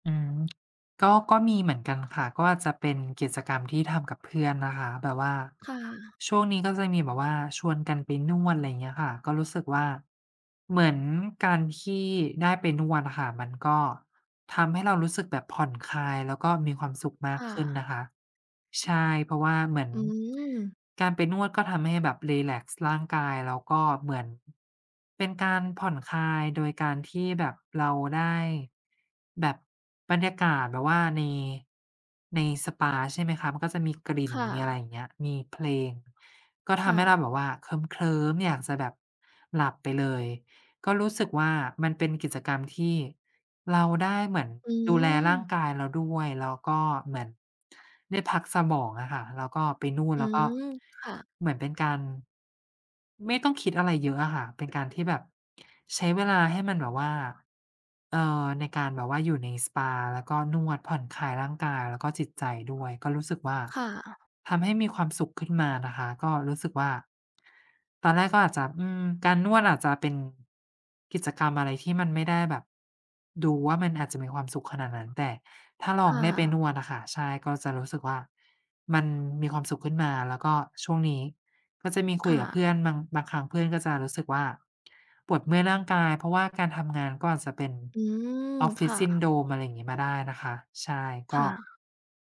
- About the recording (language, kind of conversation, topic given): Thai, unstructured, คุณมีวิธีอย่างไรในการรักษาความสุขในชีวิตประจำวัน?
- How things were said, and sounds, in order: none